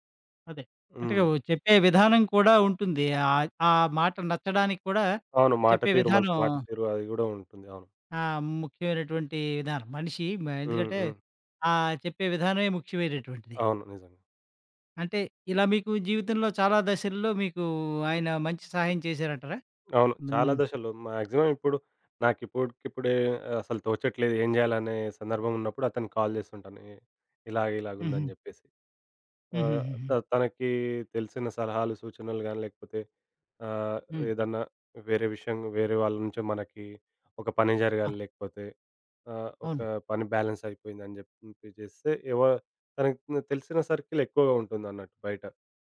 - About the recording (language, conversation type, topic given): Telugu, podcast, స్నేహితుడి మద్దతు నీ జీవితాన్ని ఎలా మార్చింది?
- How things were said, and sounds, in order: tapping; in English: "మాక్సిమం"; in English: "కాల్"; in English: "బ్యాలెన్స్"; in English: "సర్కిల్"